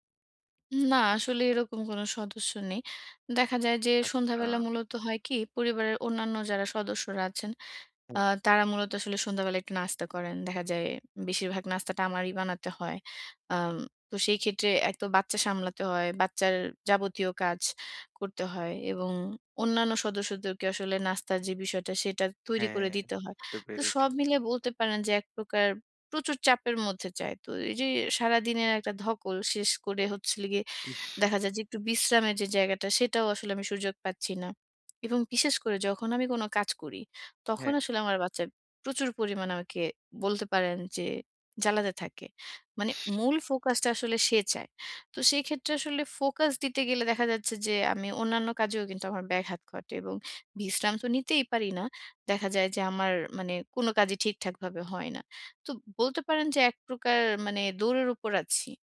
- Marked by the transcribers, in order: none
- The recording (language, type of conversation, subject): Bengali, advice, সন্ধ্যায় কীভাবে আমি শান্ত ও নিয়মিত রুটিন গড়ে তুলতে পারি?